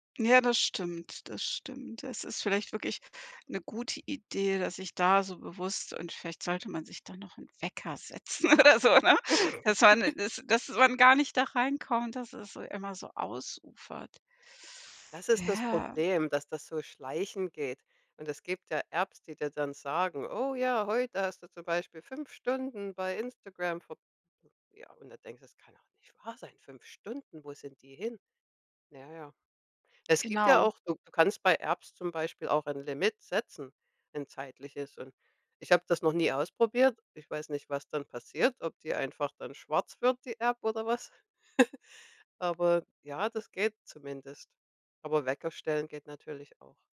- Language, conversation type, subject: German, advice, Wie hindern mich zu viele Ablenkungen durch Handy und Fernseher daran, kreative Gewohnheiten beizubehalten?
- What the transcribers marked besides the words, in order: laughing while speaking: "oder so"; giggle; put-on voice: "Oh ja, heute hast du zum Beispiel fünf Stunden bei Instagram verb"; put-on voice: "Das kann doch nicht wahr sein. fünf Stunden, wo sind die hin?"; giggle